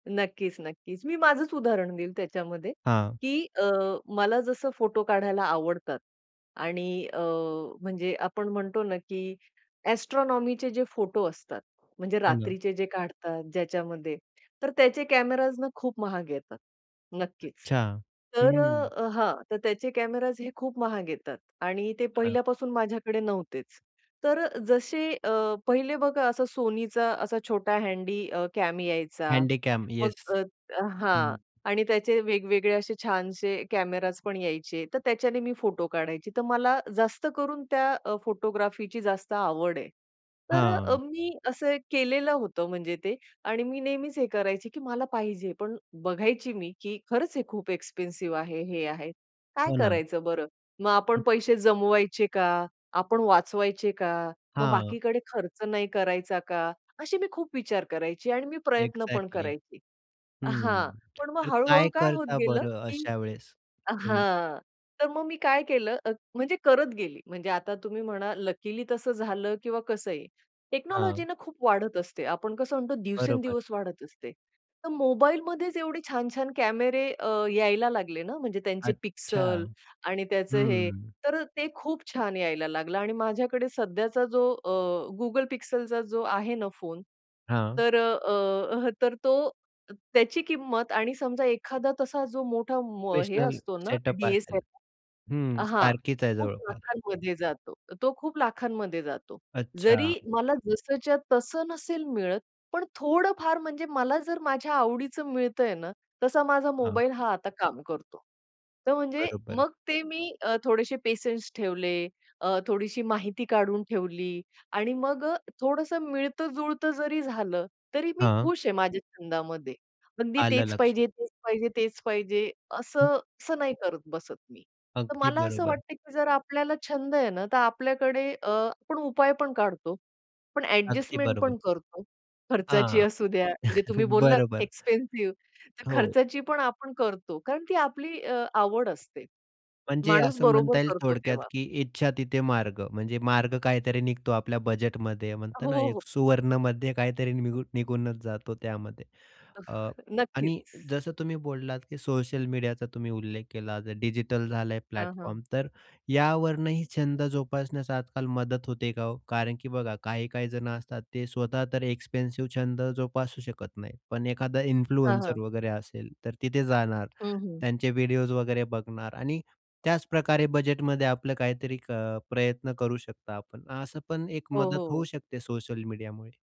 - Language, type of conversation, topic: Marathi, podcast, छंद टिकवण्यासाठी कोणत्या छोट्या टिप्स तुम्ही सुचवाल?
- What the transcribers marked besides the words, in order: in English: "एस्ट्रोनॉमीचे"; other background noise; in English: "फोटोग्राफीची"; in English: "एक्सपेन्सिव्ह"; in English: "एक्झॅक्टली"; in English: "टेक्नॉलॉजीना"; tapping; chuckle; in English: "एक्सपेन्सिव्ह"; in English: "एक्सपेन्सिव्ह"; in English: "इन्फ्लुएन्सर"